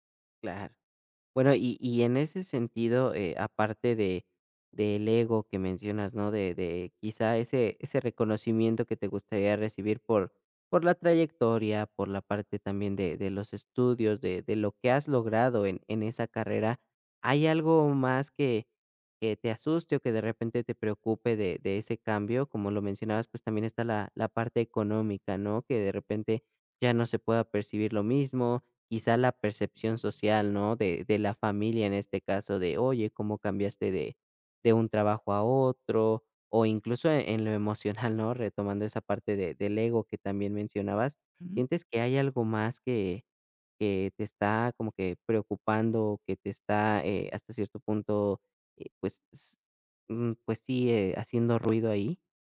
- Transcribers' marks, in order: laughing while speaking: "emocional"; other background noise
- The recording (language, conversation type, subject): Spanish, advice, Miedo a dejar una vida conocida